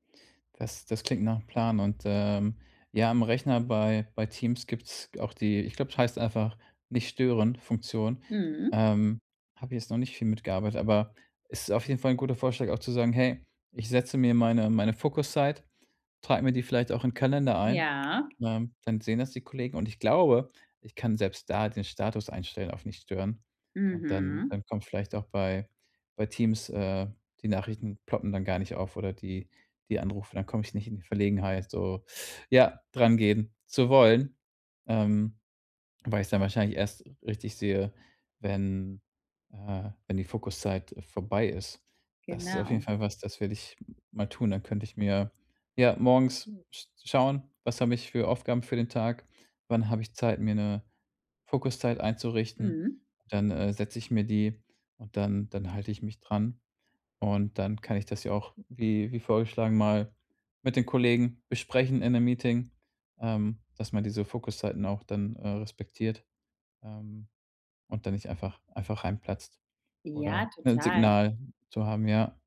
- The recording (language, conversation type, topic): German, advice, Wie setze ich klare Grenzen, damit ich regelmäßige, ungestörte Arbeitszeiten einhalten kann?
- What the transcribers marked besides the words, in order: teeth sucking